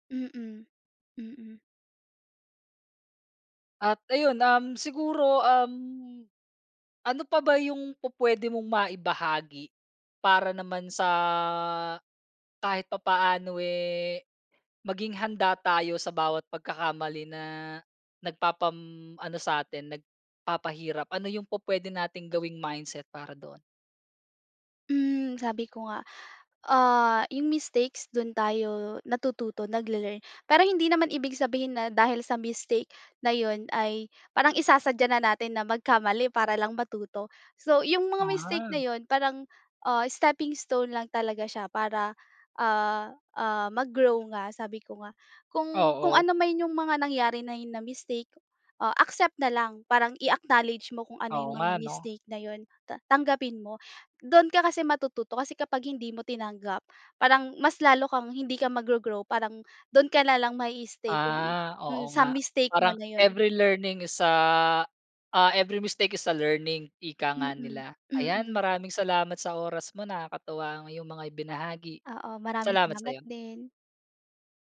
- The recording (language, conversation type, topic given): Filipino, podcast, Ano ang pinaka-memorable na learning experience mo at bakit?
- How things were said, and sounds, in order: in English: "steppingstone"; in English: "every learning is ah, ah, every mistake is a learning"